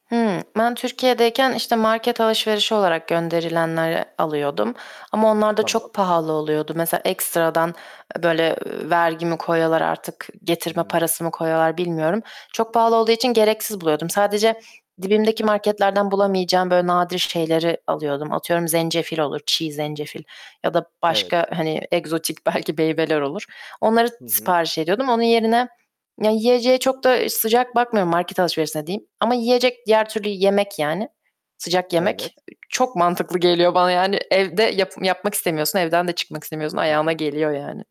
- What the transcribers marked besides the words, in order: static; tapping; other background noise
- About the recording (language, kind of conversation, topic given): Turkish, podcast, Çevrim içi alışveriş yaparken nelere dikkat ediyorsun?